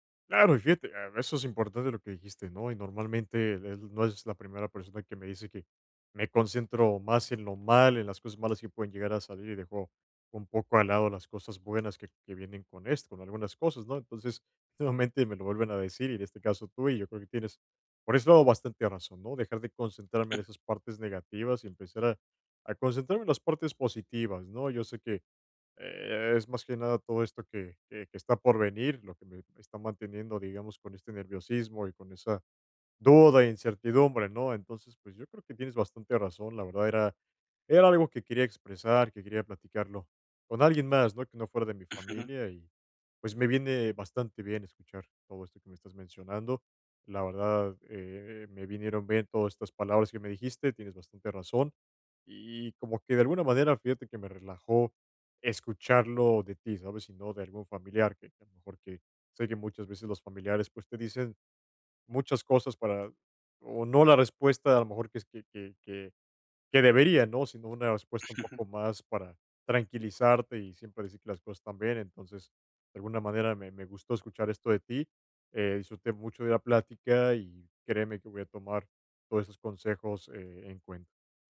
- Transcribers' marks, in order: other noise; chuckle; chuckle
- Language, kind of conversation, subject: Spanish, advice, ¿Cómo puedo aprender a confiar en el futuro otra vez?